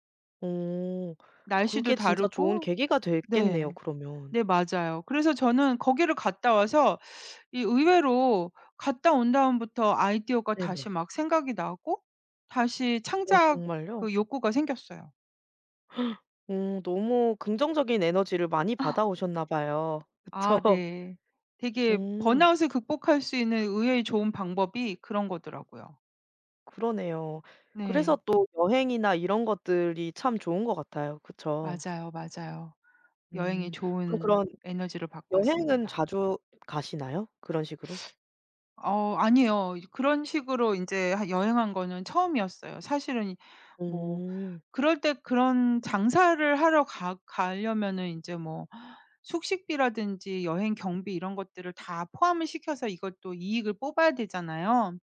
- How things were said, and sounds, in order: tapping; gasp; laughing while speaking: "그쵸"; other background noise; teeth sucking
- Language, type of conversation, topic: Korean, podcast, 창작 루틴은 보통 어떻게 짜시는 편인가요?